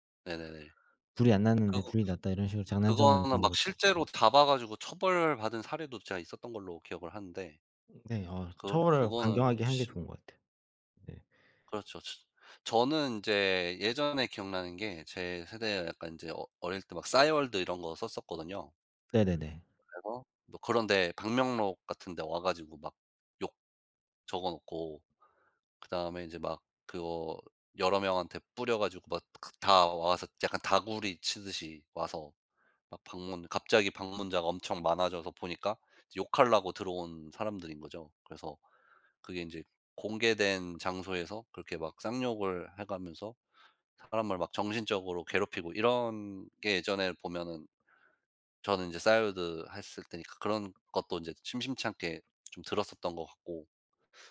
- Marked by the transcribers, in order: other background noise
- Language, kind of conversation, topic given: Korean, unstructured, 사이버 괴롭힘에 어떻게 대처하는 것이 좋을까요?